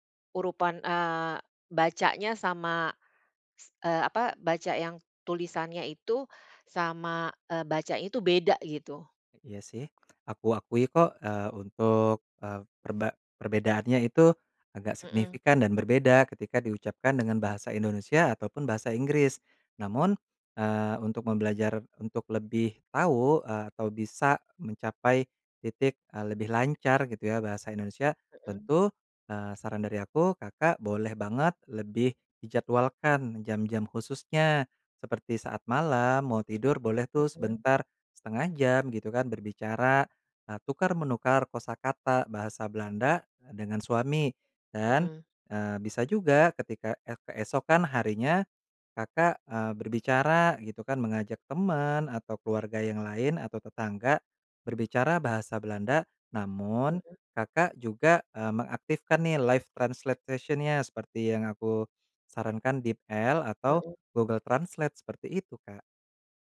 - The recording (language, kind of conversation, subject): Indonesian, advice, Kendala bahasa apa yang paling sering menghambat kegiatan sehari-hari Anda?
- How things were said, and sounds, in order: "Urutan" said as "Urupan"; tapping; other background noise; in English: "live translatetation-nya"; "translation-nya" said as "translatetation-nya"